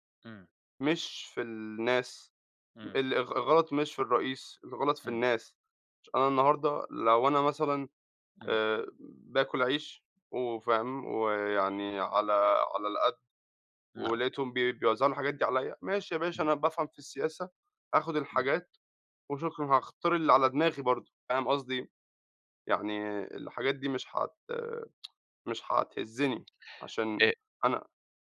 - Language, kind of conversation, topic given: Arabic, unstructured, هل شايف إن الانتخابات بتتعمل بعدل؟
- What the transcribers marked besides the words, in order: other background noise; tsk; tapping